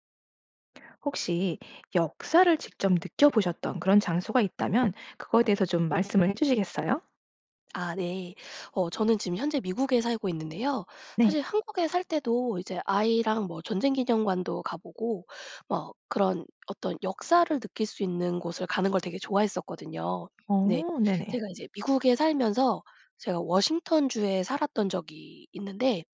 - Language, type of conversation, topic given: Korean, podcast, 그곳에 서서 역사를 실감했던 장소가 있다면, 어디인지 이야기해 주실래요?
- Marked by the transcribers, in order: tapping